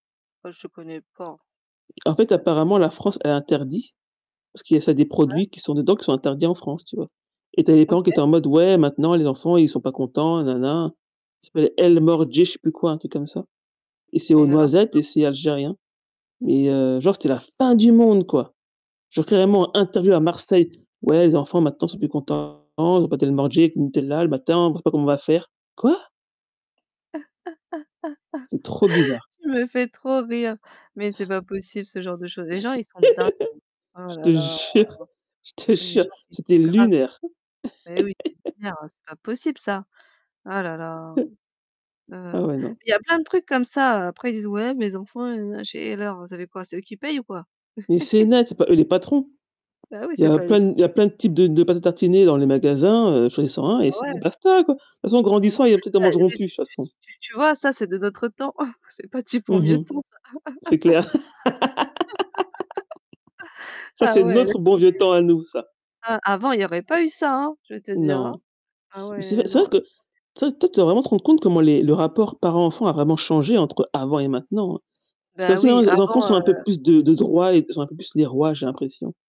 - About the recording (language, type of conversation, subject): French, unstructured, Qu’est-ce qui t’énerve quand les gens parlent trop du bon vieux temps ?
- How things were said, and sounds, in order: distorted speech; tapping; unintelligible speech; "El Mordjene" said as "El Mordje"; unintelligible speech; stressed: "fin du monde"; "El Mordjene" said as "El Mordje"; laugh; chuckle; chuckle; chuckle; unintelligible speech; chuckle; chuckle; laugh; chuckle; other background noise